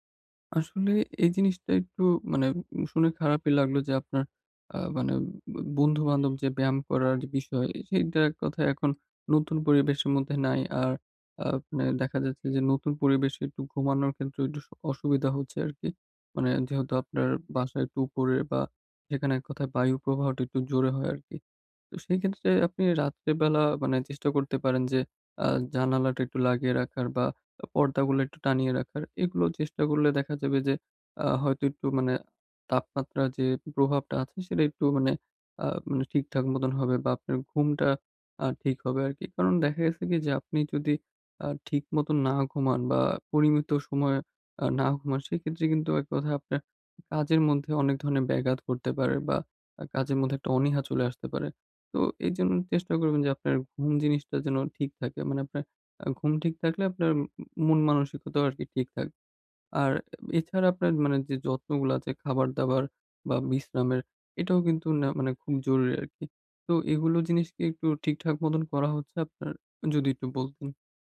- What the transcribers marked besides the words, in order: other animal sound
- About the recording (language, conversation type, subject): Bengali, advice, পরিবর্তনের সঙ্গে দ্রুত মানিয়ে নিতে আমি কীভাবে মানসিকভাবে স্থির থাকতে পারি?